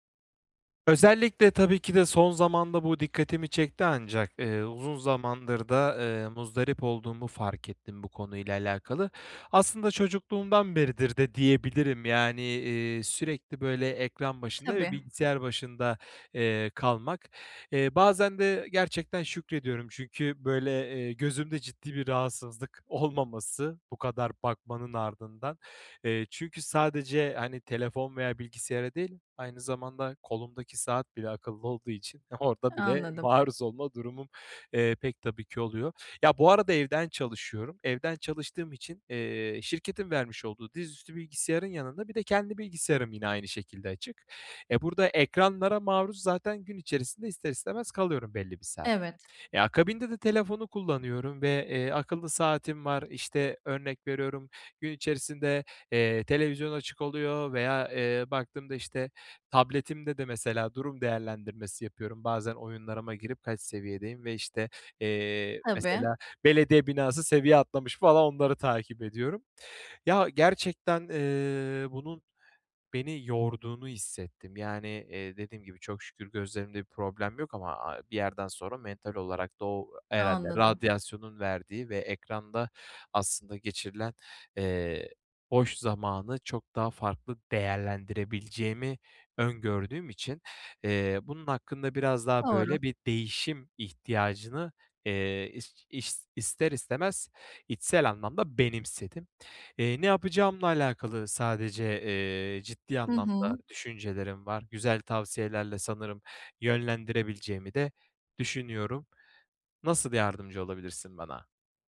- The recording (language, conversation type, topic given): Turkish, advice, Ekranlarla çevriliyken boş zamanımı daha verimli nasıl değerlendirebilirim?
- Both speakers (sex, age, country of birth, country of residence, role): female, 25-29, Turkey, Poland, advisor; male, 25-29, Turkey, Bulgaria, user
- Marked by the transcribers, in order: tapping